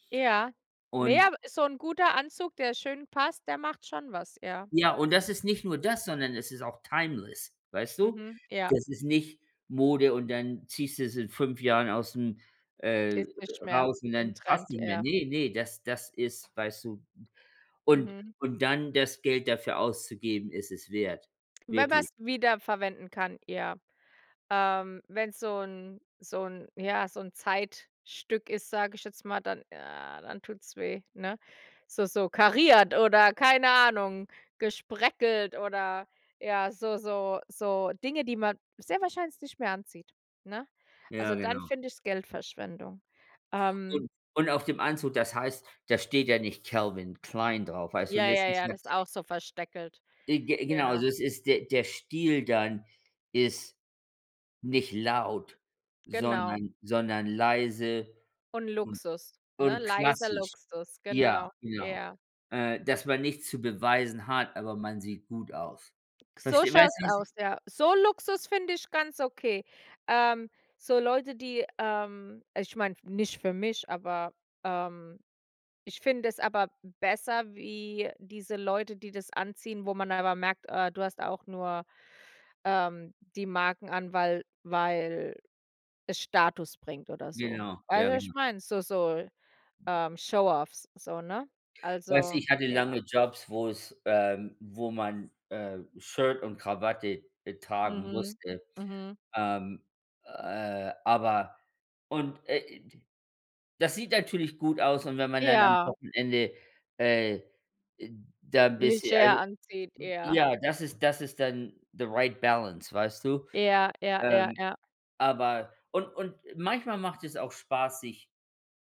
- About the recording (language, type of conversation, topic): German, unstructured, Wie würdest du deinen Stil beschreiben?
- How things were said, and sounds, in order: in English: "timeless"; other background noise; stressed: "kariert"; put-on voice: "Calvin Klein"; unintelligible speech; in English: "Showoffs"; put-on voice: "Shirt"; in English: "the right balance"; put-on voice: "the right balance"